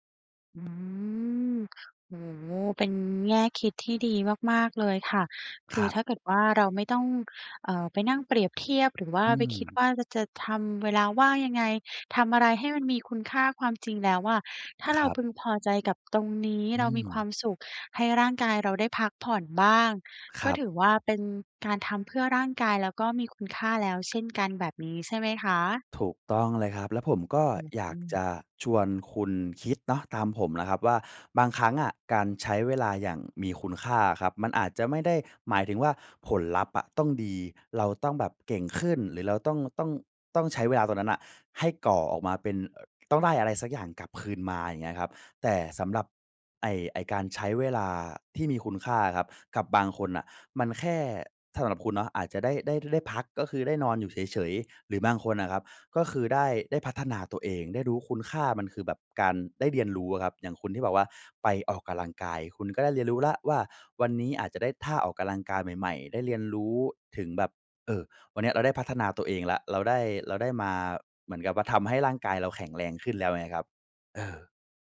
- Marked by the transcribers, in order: "ออกกําลังกาย" said as "ออกกะลังกาย"; "ออกกําลังกาย" said as "ออกกะลังกาย"
- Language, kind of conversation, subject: Thai, advice, คุณควรใช้เวลาว่างในวันหยุดสุดสัปดาห์ให้เกิดประโยชน์อย่างไร?